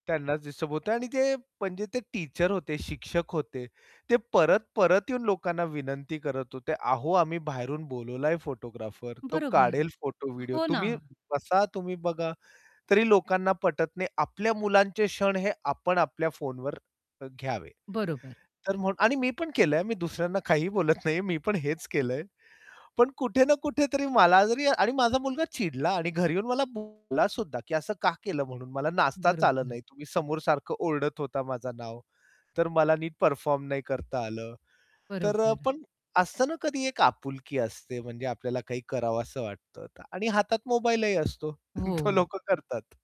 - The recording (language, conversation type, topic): Marathi, podcast, मोबाइलवर व्हिडिओ चित्रीकरण केल्याने प्रत्यक्ष अनुभव कसा बदलतो?
- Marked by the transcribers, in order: in English: "टीचर"; other background noise; distorted speech; tapping; static; laughing while speaking: "तो लोकं करतात"